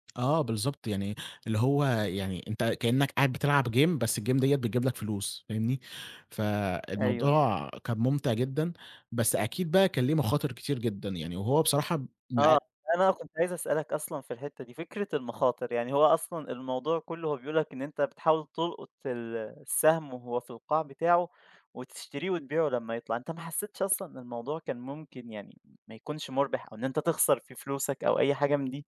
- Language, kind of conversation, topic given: Arabic, podcast, إزاي بدأت مشروع الشغف بتاعك؟
- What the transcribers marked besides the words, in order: tapping; in English: "game"; in English: "الgame"; unintelligible speech